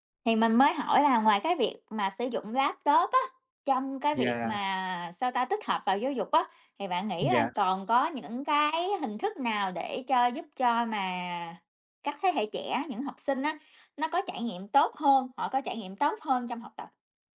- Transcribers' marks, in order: none
- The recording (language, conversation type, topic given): Vietnamese, unstructured, Bạn nghĩ giáo dục sẽ thay đổi như thế nào để phù hợp với thế hệ trẻ?